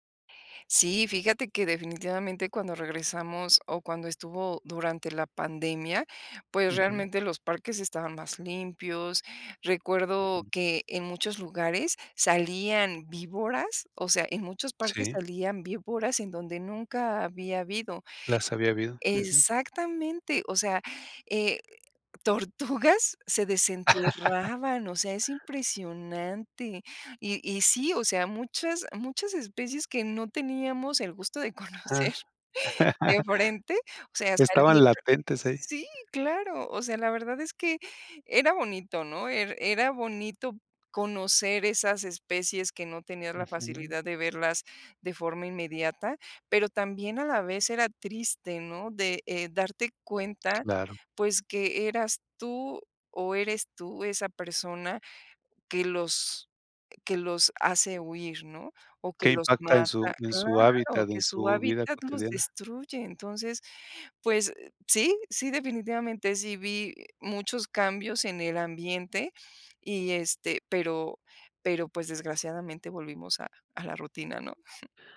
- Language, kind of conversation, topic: Spanish, podcast, ¿Qué pequeño placer cotidiano te alegra el día?
- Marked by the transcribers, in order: other background noise; chuckle; laugh; laughing while speaking: "conocer"; laugh; chuckle